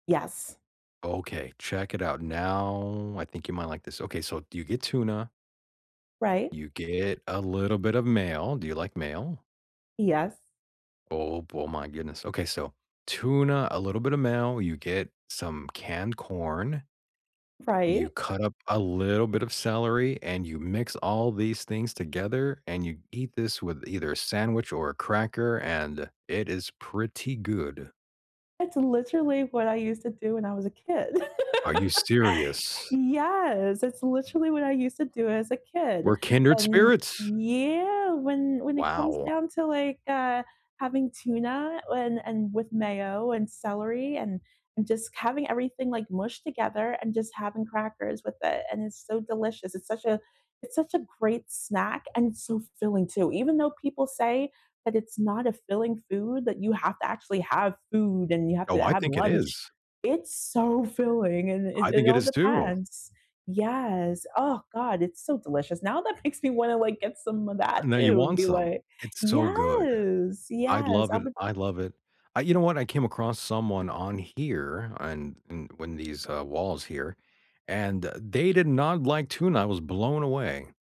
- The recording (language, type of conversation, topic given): English, unstructured, What comfort food should I try when I need cheering up?
- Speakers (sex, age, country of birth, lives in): female, 40-44, United States, United States; male, 40-44, United States, United States
- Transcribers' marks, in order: drawn out: "now"; laugh; laughing while speaking: "makes me"; drawn out: "yes"; tapping